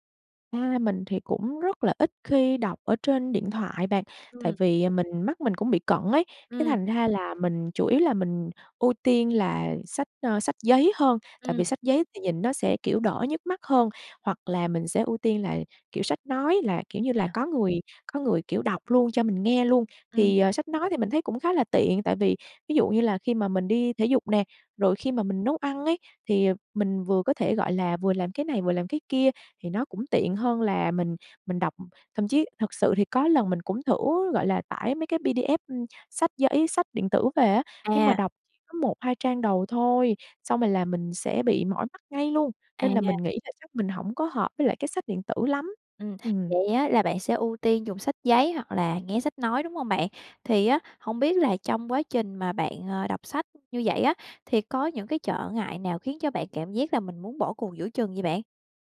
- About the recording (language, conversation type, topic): Vietnamese, advice, Làm thế nào để duy trì thói quen đọc sách hằng ngày khi tôi thường xuyên bỏ dở?
- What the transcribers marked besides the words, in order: tapping; in English: "P-D-F"